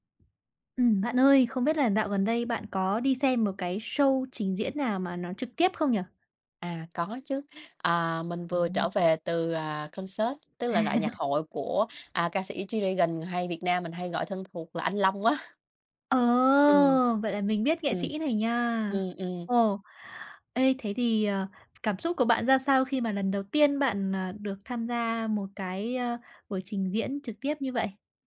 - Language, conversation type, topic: Vietnamese, podcast, Điều gì khiến bạn mê nhất khi xem một chương trình biểu diễn trực tiếp?
- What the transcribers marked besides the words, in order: in English: "show"; in English: "concert"; chuckle; drawn out: "Ờ"; tapping